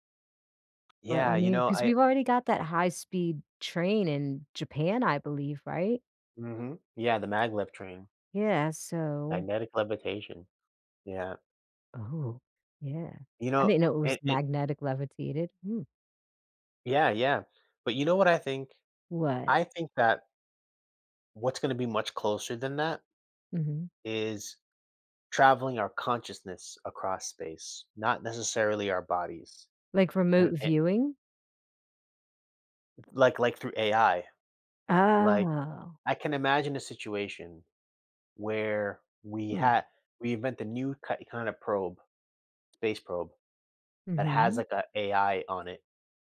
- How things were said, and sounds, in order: tapping; drawn out: "Oh"
- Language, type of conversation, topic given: English, unstructured, How will technology change the way we travel in the future?